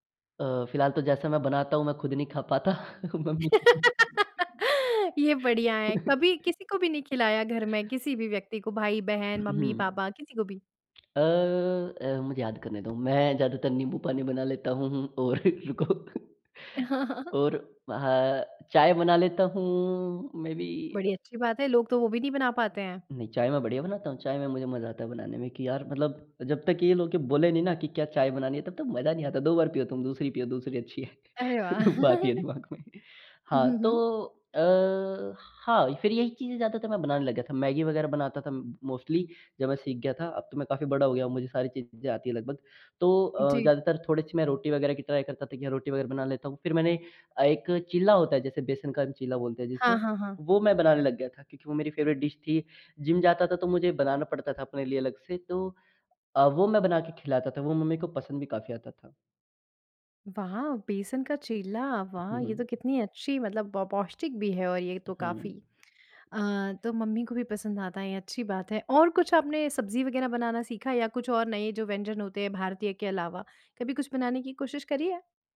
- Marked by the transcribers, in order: giggle; chuckle; other noise; other background noise; chuckle; tapping; laughing while speaking: "और रुको"; laughing while speaking: "हाँ, हाँ, हाँ"; in English: "मेबी"; chuckle; laughing while speaking: "वो आती है दिमाग में"; in English: "म मोस्टली"; in English: "ट्राई"; in English: "फ़ेवरेट डिश"; in English: "जिम"
- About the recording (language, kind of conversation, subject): Hindi, podcast, क्या तुम्हें बचपन का कोई खास खाना याद है?